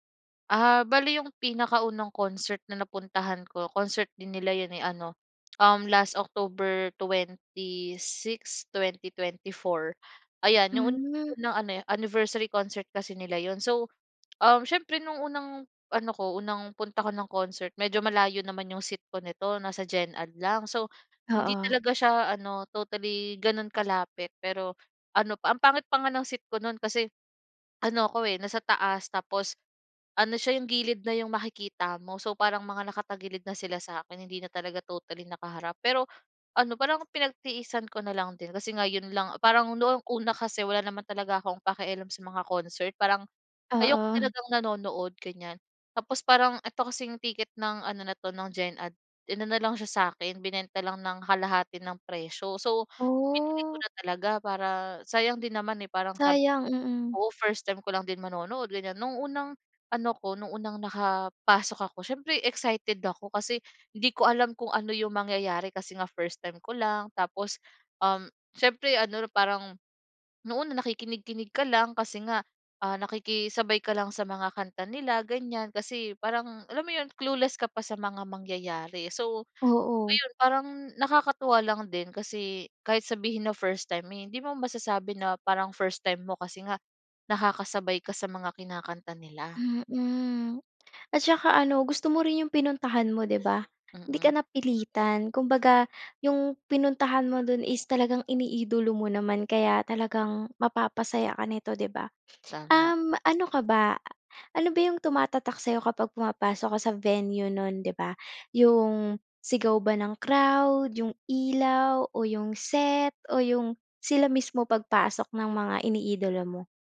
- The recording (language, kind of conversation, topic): Filipino, podcast, Puwede mo bang ikuwento ang konsiyertong hindi mo malilimutan?
- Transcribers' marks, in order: other background noise; drawn out: "Ooh!"